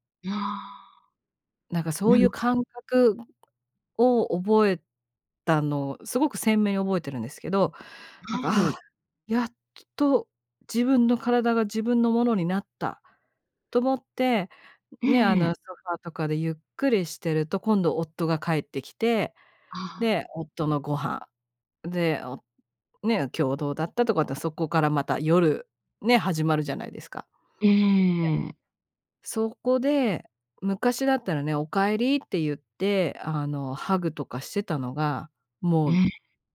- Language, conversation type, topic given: Japanese, podcast, 愛情表現の違いが摩擦になることはありましたか？
- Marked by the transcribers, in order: other background noise